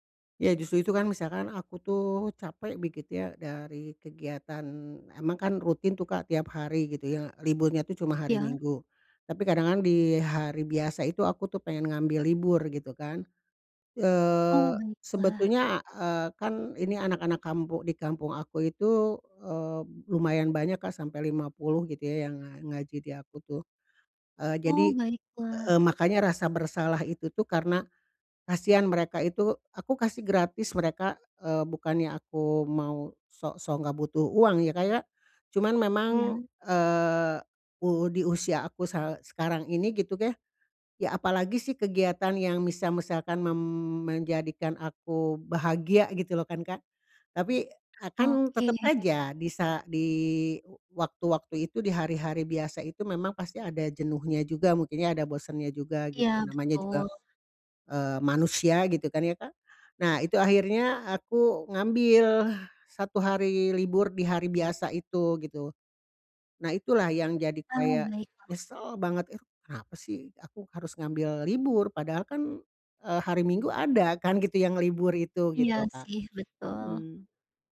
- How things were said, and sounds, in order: "ya" said as "keh"; stressed: "nyesel"; other background noise
- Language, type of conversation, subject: Indonesian, advice, Kenapa saya merasa bersalah saat ingin bersantai saja?